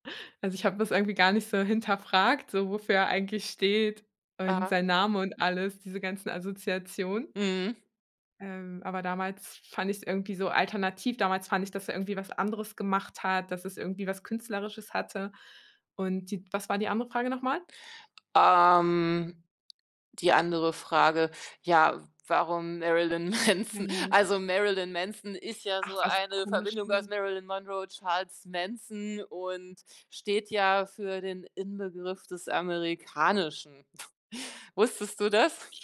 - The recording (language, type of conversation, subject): German, podcast, Was wäre der Soundtrack deiner Jugend?
- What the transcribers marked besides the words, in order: other background noise; laughing while speaking: "Manson"; unintelligible speech; chuckle